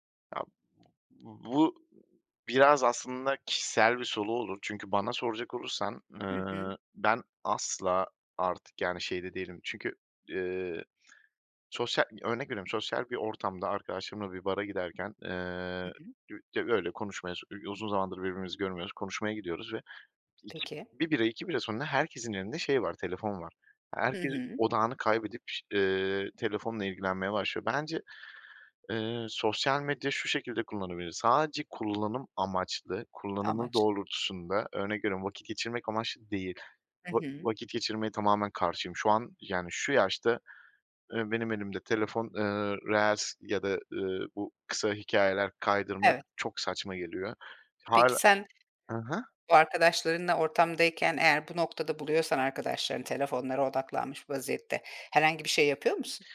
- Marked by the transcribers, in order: other background noise; "soru" said as "solu"; unintelligible speech
- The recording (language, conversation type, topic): Turkish, podcast, Sosyal medyanın ruh sağlığı üzerindeki etkisini nasıl yönetiyorsun?